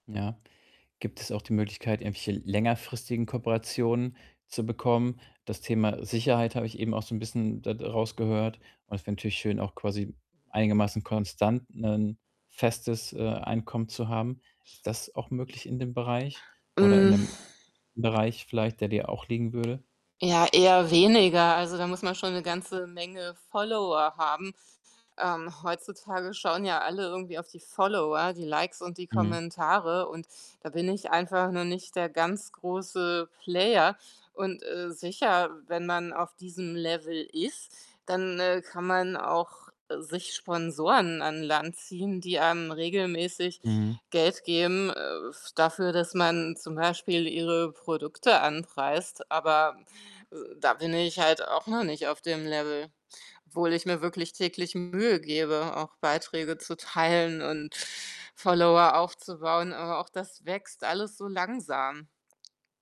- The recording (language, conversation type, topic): German, advice, Wie sieht deine berufliche Routine aus, wenn dir ein erfüllendes Ziel fehlt?
- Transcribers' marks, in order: tapping; distorted speech; other background noise